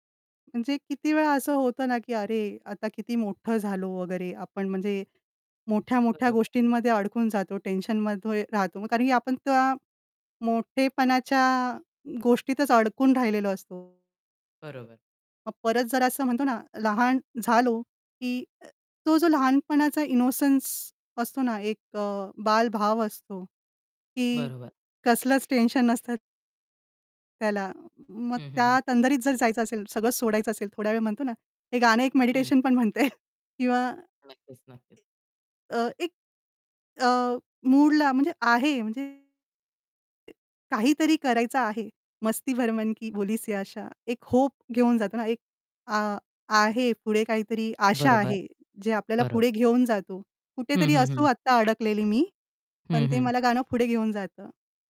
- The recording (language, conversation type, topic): Marathi, podcast, तुमच्या शेअर केलेल्या गीतसूचीतली पहिली तीन गाणी कोणती असतील?
- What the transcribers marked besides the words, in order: distorted speech; in English: "इनोसन्स"; laughing while speaking: "येईल"